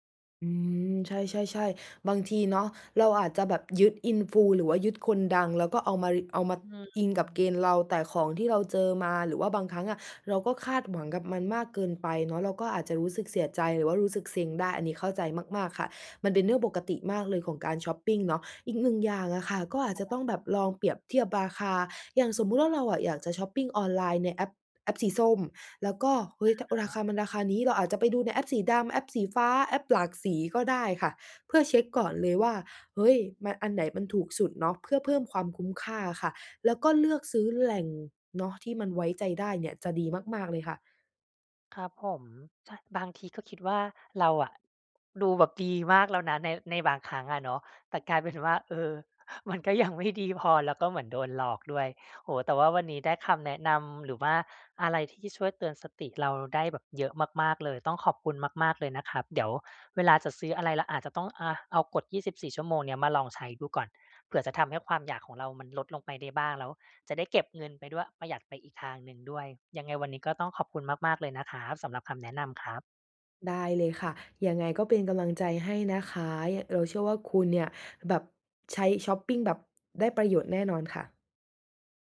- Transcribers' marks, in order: unintelligible speech
- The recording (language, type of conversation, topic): Thai, advice, จะควบคุมการช็อปปิ้งอย่างไรไม่ให้ใช้เงินเกินความจำเป็น?